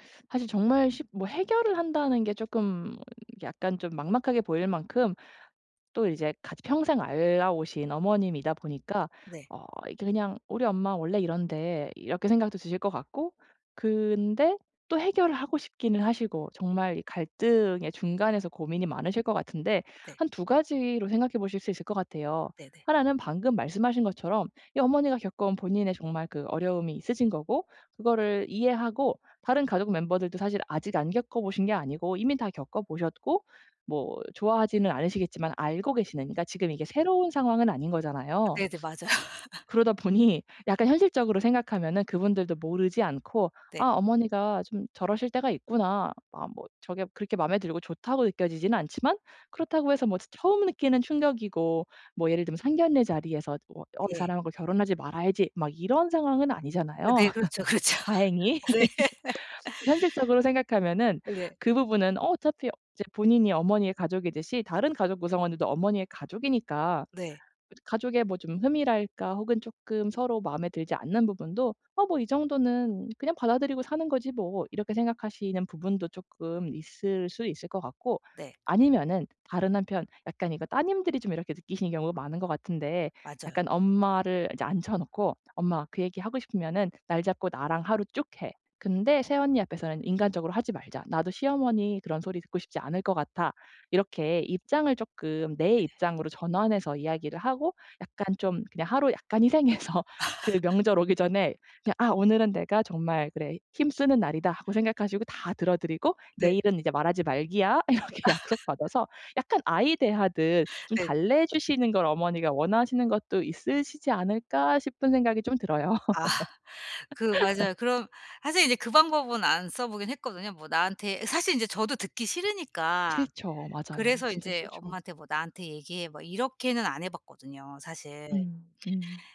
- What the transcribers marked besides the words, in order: other background noise; laughing while speaking: "맞아요"; laugh; laughing while speaking: "보니"; laugh; laughing while speaking: "그렇죠. 네"; laugh; tapping; laugh; laughing while speaking: "희생해서"; laugh; laughing while speaking: "이렇게"; laughing while speaking: "아"; laugh
- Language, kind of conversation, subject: Korean, advice, 대화 방식을 바꿔 가족 간 갈등을 줄일 수 있을까요?